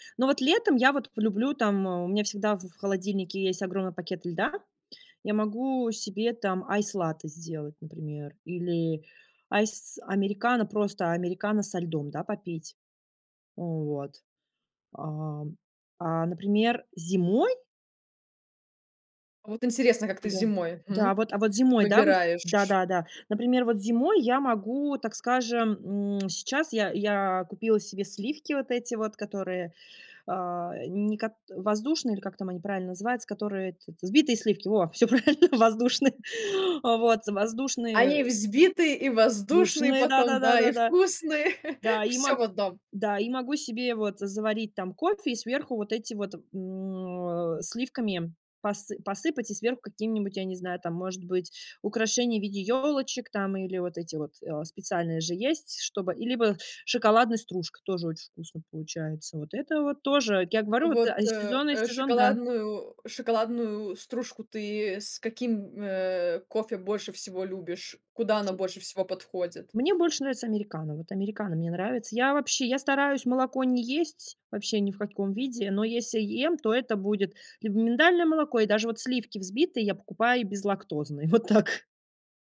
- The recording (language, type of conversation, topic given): Russian, podcast, Какой у вас утренний ритуал за чашкой кофе или чая?
- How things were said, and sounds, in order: tapping; laughing while speaking: "правильно, воздушные"; chuckle; other background noise; laughing while speaking: "Вот так"